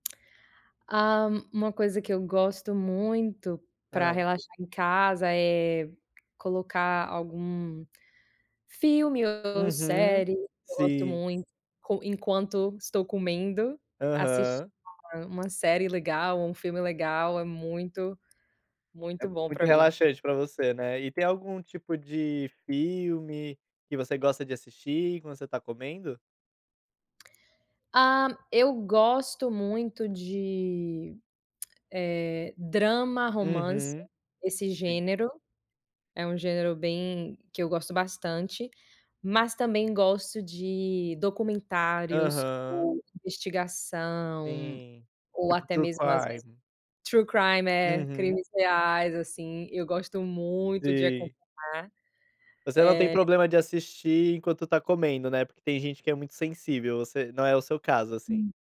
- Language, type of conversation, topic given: Portuguese, podcast, O que ajuda você a relaxar em casa no fim do dia?
- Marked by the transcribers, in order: tapping; tongue click; in English: "true crime"; in English: "true crime"